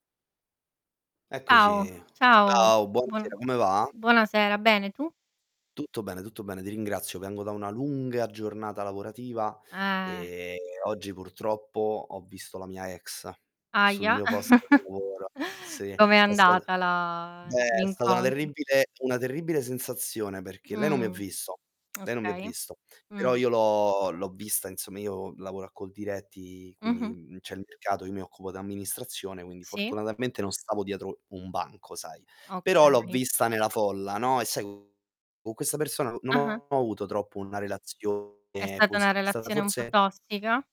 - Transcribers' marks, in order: static; other background noise; distorted speech; background speech; drawn out: "Eh"; chuckle; drawn out: "la"; tapping
- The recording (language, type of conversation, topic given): Italian, unstructured, Come fai a riconoscere se una relazione è tossica?